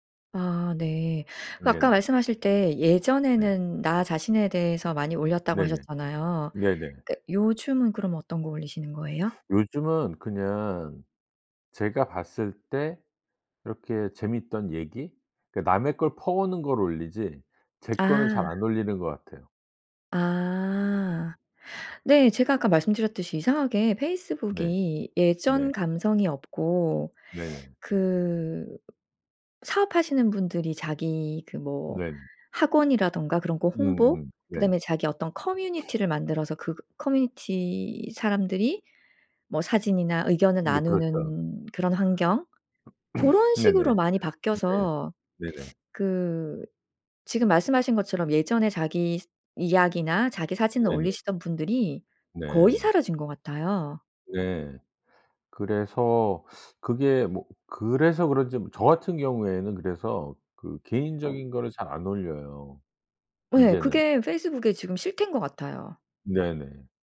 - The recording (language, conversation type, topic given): Korean, podcast, 소셜 미디어에 게시할 때 가장 신경 쓰는 점은 무엇인가요?
- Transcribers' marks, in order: other background noise; throat clearing; tapping